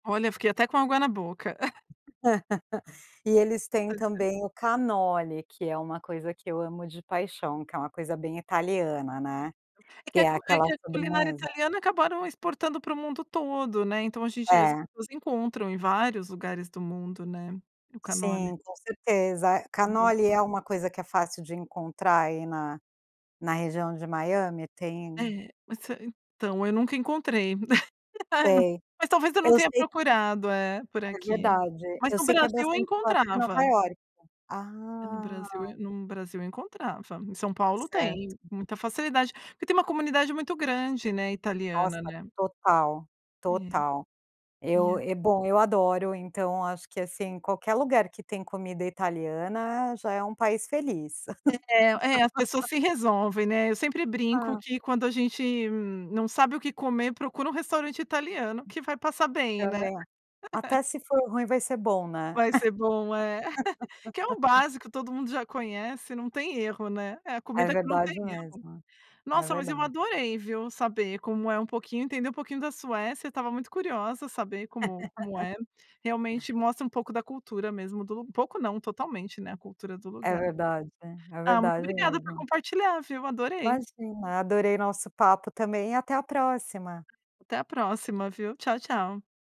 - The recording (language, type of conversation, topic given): Portuguese, podcast, O que as viagens te ensinaram sobre comida e hábitos?
- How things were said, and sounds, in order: giggle; tapping; laugh; laugh; laugh; laugh; laugh; laugh